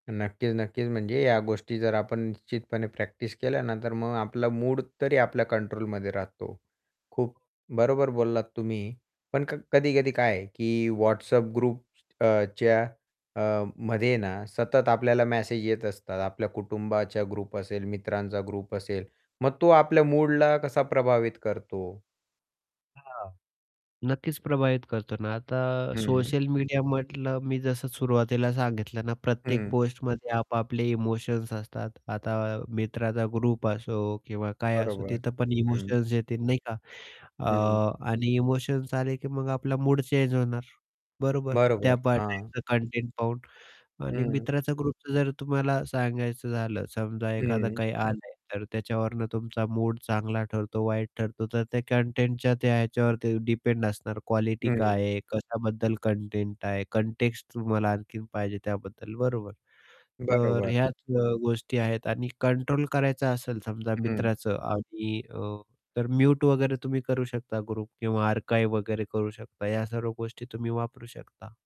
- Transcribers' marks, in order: static; in English: "ग्रुपच्या"; in English: "ग्रुप"; in English: "ग्रुप"; distorted speech; in English: "ग्रुप"; unintelligible speech; in English: "ग्रुपचं"; in English: "कंटेक्स्ट"; in English: "ग्रुप"; in English: "आर्काइव्ह"
- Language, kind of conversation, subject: Marathi, podcast, सोशल मिडियाचा वापर केल्याने तुमच्या मनःस्थितीवर काय परिणाम होतो?